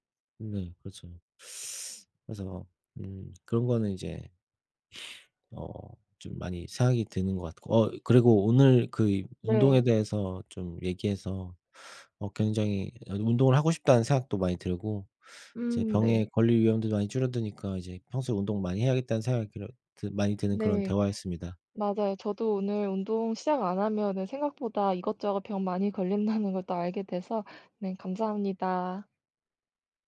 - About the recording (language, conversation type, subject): Korean, unstructured, 운동을 시작하지 않으면 어떤 질병에 걸릴 위험이 높아질까요?
- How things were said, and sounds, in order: teeth sucking; sniff; other background noise